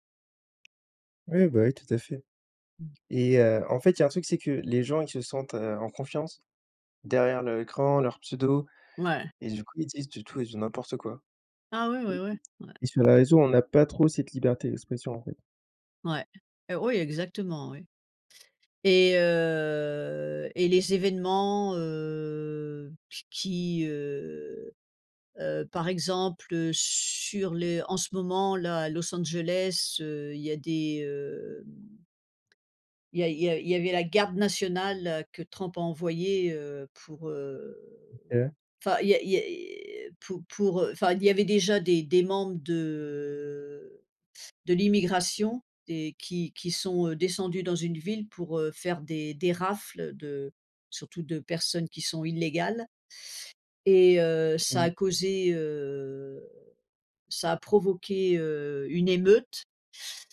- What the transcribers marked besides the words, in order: tapping; other background noise; drawn out: "heu"; drawn out: "de"
- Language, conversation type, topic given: French, unstructured, Penses-tu que les réseaux sociaux divisent davantage qu’ils ne rapprochent les gens ?